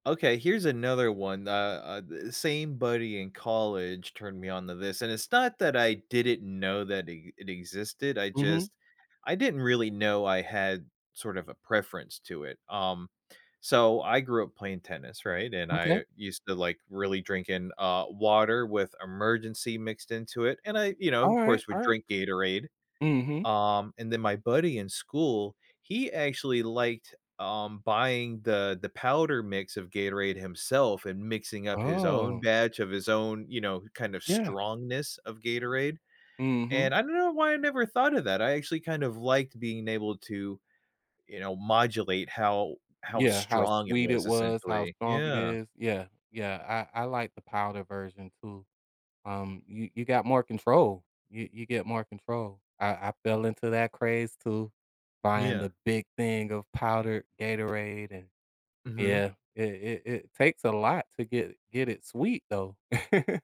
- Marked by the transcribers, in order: other background noise; tapping; chuckle
- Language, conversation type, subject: English, unstructured, What’s a funny or odd habit you picked up from a partner or friend that stuck with you?